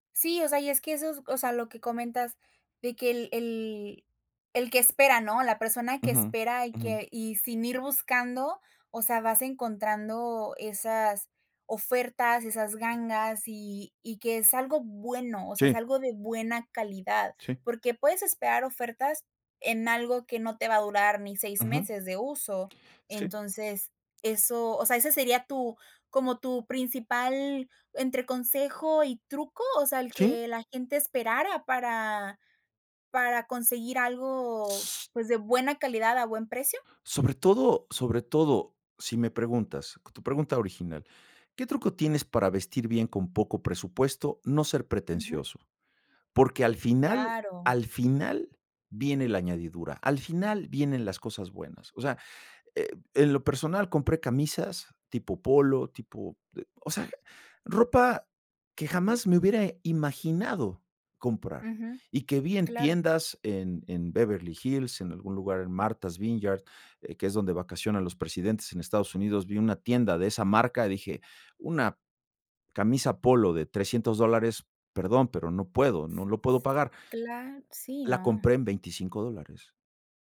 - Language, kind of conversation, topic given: Spanish, podcast, ¿Qué trucos tienes para vestirte bien con poco presupuesto?
- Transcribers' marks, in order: other background noise